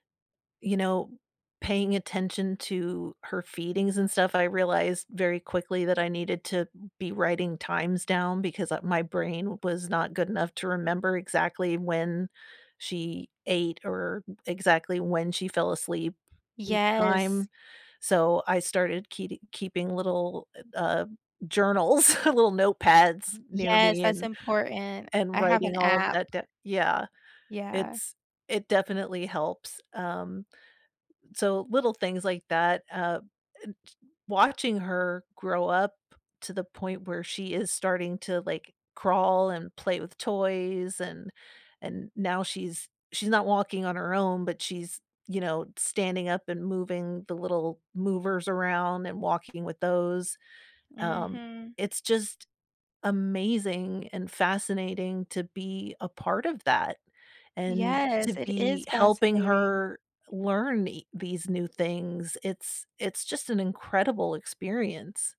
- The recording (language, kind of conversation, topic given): English, unstructured, What does being responsible mean to you?
- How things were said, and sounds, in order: laughing while speaking: "journals"